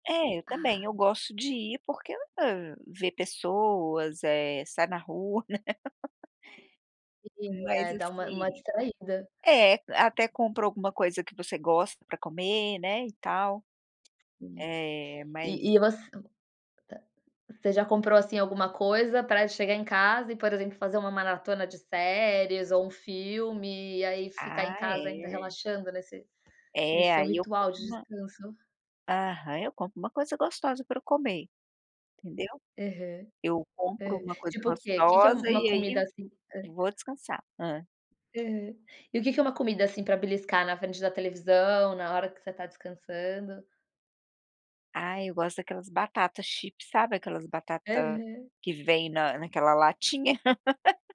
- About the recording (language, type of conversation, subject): Portuguese, podcast, Como você define um dia perfeito de descanso em casa?
- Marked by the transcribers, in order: laugh; laugh